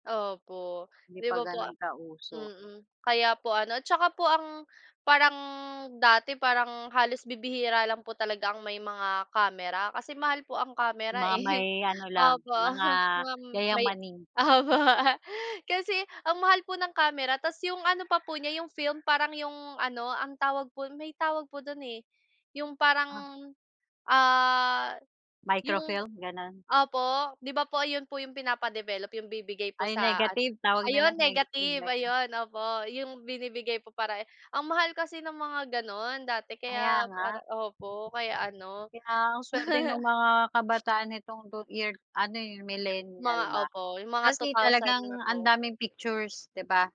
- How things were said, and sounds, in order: laughing while speaking: "opo"; chuckle; laugh
- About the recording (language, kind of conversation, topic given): Filipino, unstructured, Ano ang pinakamasayang karanasan mo noong bata ka pa?